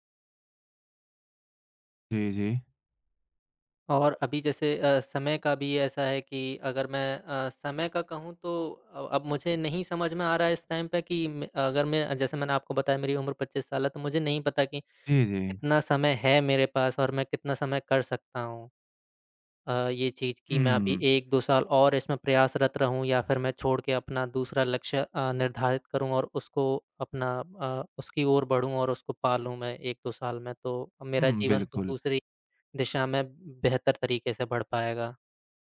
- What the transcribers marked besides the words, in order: in English: "टाइम"; tapping
- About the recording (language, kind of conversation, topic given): Hindi, advice, लक्ष्य बदलने के डर और अनिश्चितता से मैं कैसे निपटूँ?